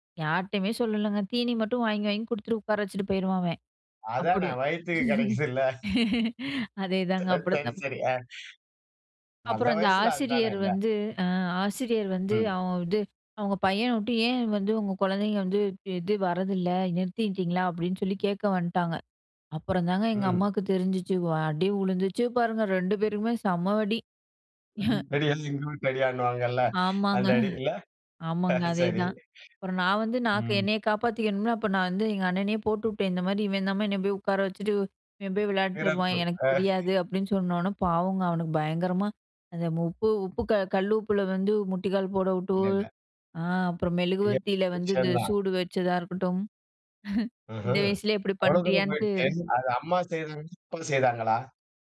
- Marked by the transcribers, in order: laughing while speaking: "அதான வயித்துக்கு கெடைச்சுதுல்ல. சரி, சரி, சரி. அ. அந்த வயசுல அதான? இல்ல"; laugh; other noise; unintelligible speech; laughing while speaking: "தெரியாது எங்க வீட்டு அடியானுவாங்கல்ல அந்த அடி இல்ல? அ சரி. ம்"; chuckle; chuckle
- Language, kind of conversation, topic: Tamil, podcast, சகோதரர்களுடன் உங்கள் உறவு எப்படி இருந்தது?